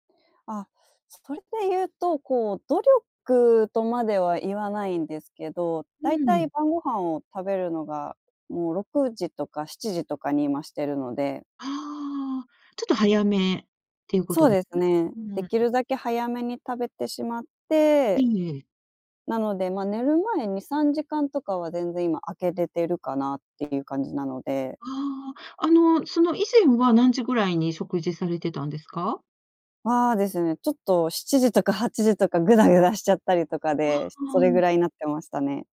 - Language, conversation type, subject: Japanese, podcast, 睡眠の質を上げるために普段どんな工夫をしていますか？
- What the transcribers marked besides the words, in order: none